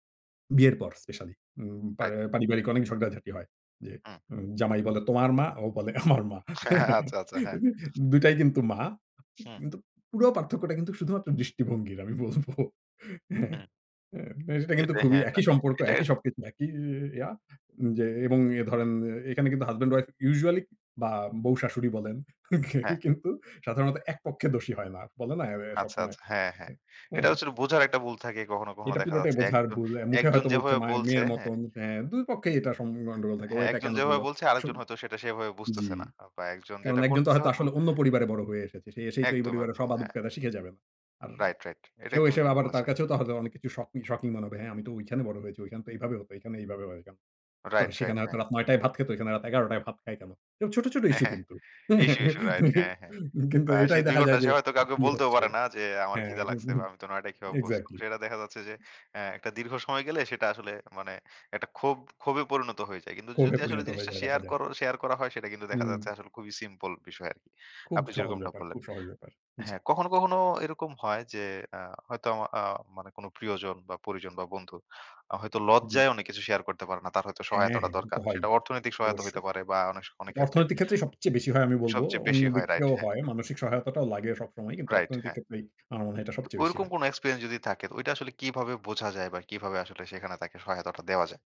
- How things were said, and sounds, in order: laughing while speaking: "ও বলে আমার মা"; laughing while speaking: "হ্যাঁ, আচ্ছা, আচ্ছা, হ্যাঁ"; other background noise; laughing while speaking: "আমি বলব"; in English: "usually"; tapping; laugh; chuckle; "ক্ষোভে" said as "কোভে"
- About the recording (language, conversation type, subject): Bengali, podcast, সহজ তিনটি উপায়ে কীভাবে কেউ সাহায্য পেতে পারে?